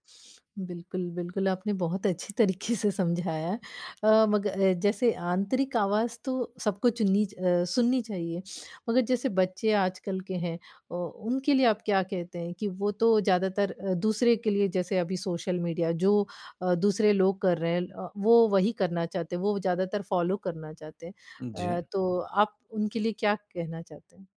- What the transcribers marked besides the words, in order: laughing while speaking: "तरीक़े"
- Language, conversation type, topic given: Hindi, podcast, आपकी आंतरिक आवाज़ ने आपको कब और कैसे बड़ा फायदा दिलाया?